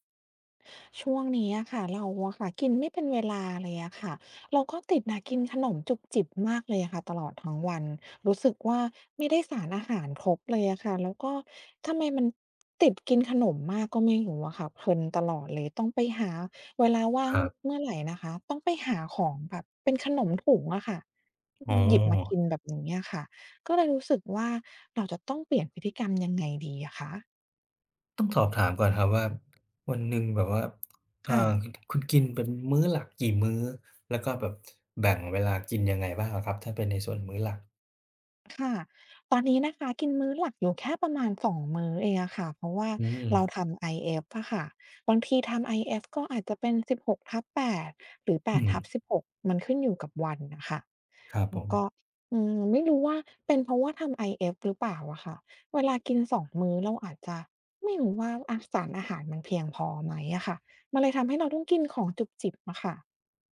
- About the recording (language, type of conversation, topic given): Thai, advice, คุณมีวิธีจัดการกับการกินไม่เป็นเวลาและการกินจุบจิบตลอดวันอย่างไร?
- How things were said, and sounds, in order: other background noise; tapping